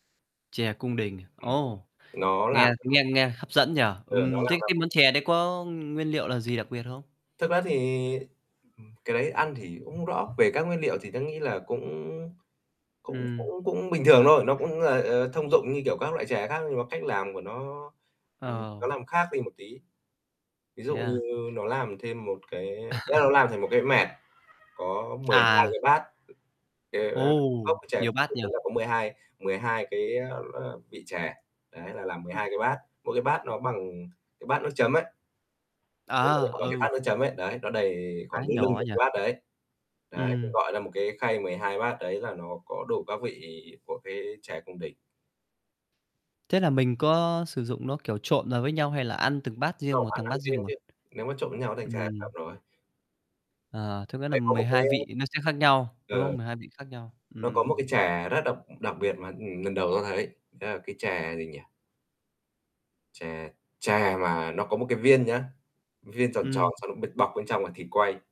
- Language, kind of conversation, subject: Vietnamese, podcast, Kỷ niệm du lịch đáng nhớ nhất của bạn là gì?
- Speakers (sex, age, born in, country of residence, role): male, 25-29, Vietnam, Vietnam, guest; male, 25-29, Vietnam, Vietnam, host
- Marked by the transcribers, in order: tapping; unintelligible speech; distorted speech; other background noise; chuckle; unintelligible speech; in English: "Nó nhỏ nhỏ"